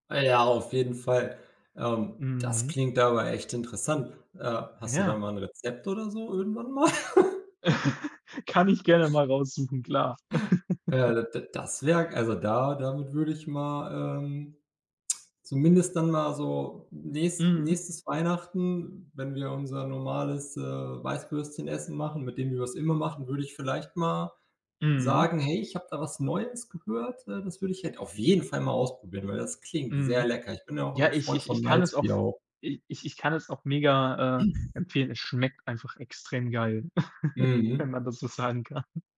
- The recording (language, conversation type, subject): German, unstructured, Was ist dein Lieblingsessen und warum?
- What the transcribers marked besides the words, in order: chuckle; other background noise; snort; chuckle; tsk; stressed: "jeden"; throat clearing; chuckle; laughing while speaking: "sagen kann"